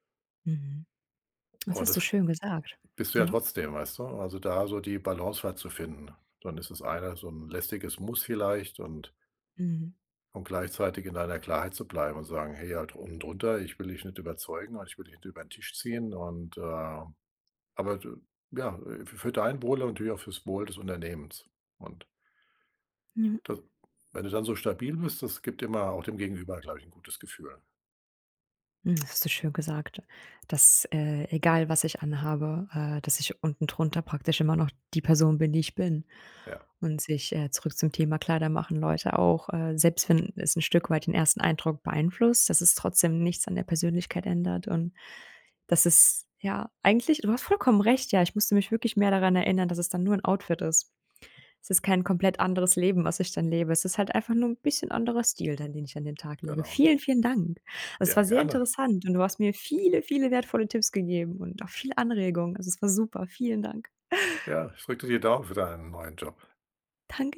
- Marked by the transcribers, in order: tapping; other background noise
- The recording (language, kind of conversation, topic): German, advice, Warum muss ich im Job eine Rolle spielen, statt authentisch zu sein?